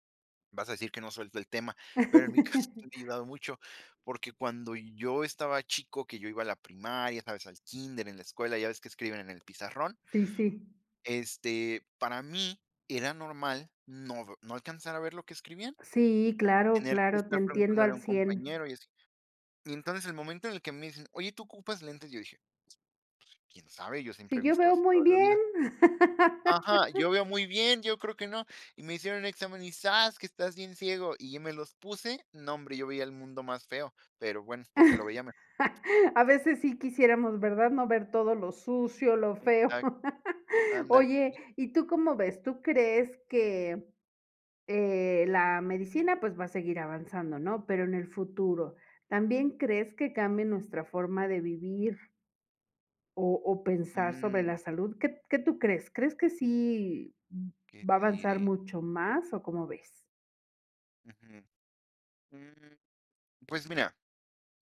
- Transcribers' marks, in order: chuckle; laughing while speaking: "caso"; other background noise; chuckle; laugh; laugh
- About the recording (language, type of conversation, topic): Spanish, unstructured, ¿Cómo ha cambiado la vida con el avance de la medicina?